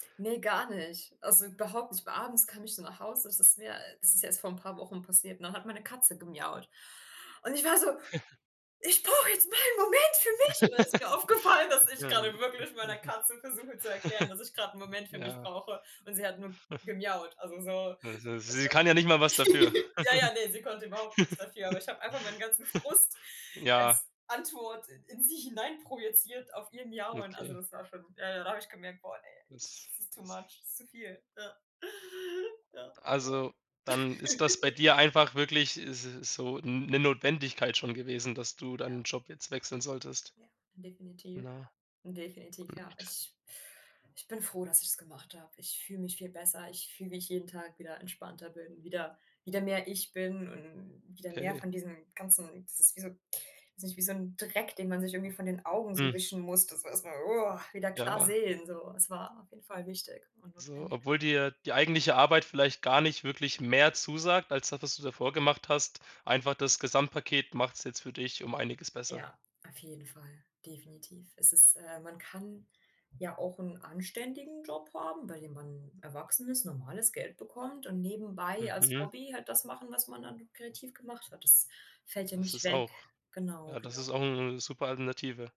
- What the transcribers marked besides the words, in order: chuckle; put-on voice: "Ich brauche jetzt mal 'n Moment für mich!"; laugh; chuckle; chuckle; unintelligible speech; chuckle; chuckle; in English: "too much"; chuckle
- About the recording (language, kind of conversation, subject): German, podcast, Wie entscheidest du, wann ein Jobwechsel wirklich nötig ist?